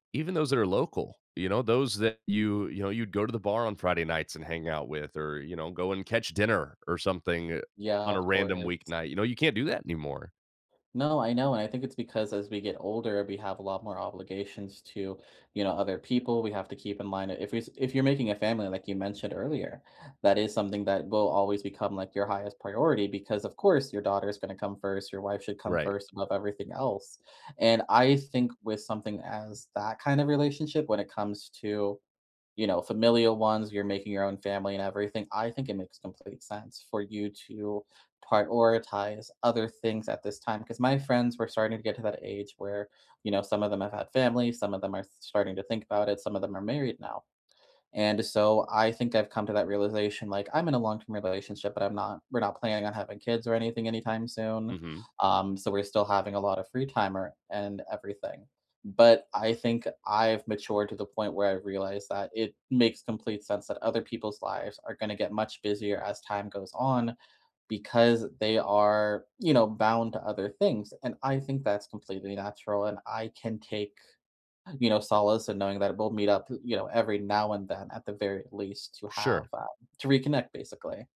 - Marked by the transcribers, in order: tapping
- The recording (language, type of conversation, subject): English, unstructured, How do I manage friendships that change as life gets busier?